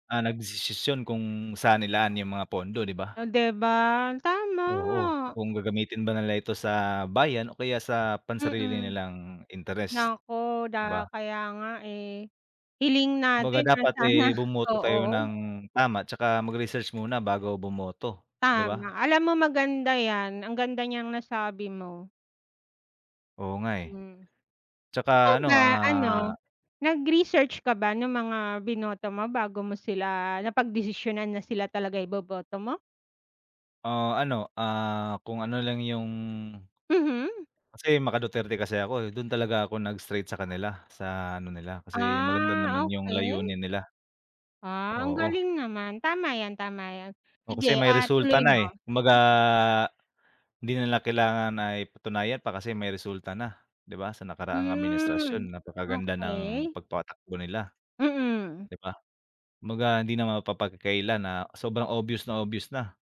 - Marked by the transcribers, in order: "nagdesisisyon" said as "nagdesisisisyon"; other background noise
- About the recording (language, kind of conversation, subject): Filipino, unstructured, Paano mo ipaliliwanag ang kahalagahan ng pagboto sa bansa?